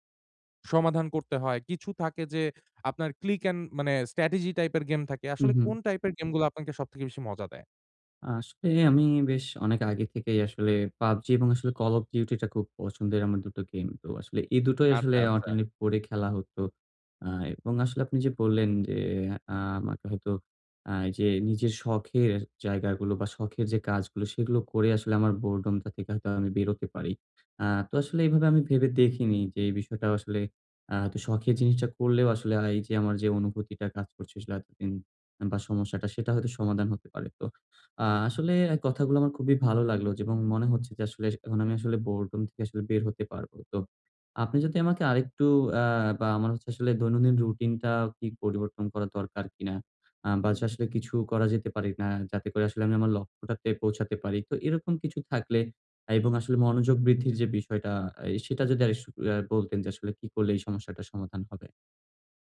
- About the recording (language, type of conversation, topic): Bengali, advice, বোর হয়ে গেলে কীভাবে মনোযোগ ফিরে আনবেন?
- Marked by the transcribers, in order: in English: "স্ট্র্যাটেজি টাইপ"; in English: "অল্টারনেটিভ"; in English: "বোরডোম"; "কাজ" said as "করছেসিল"; in English: "বোরডোম"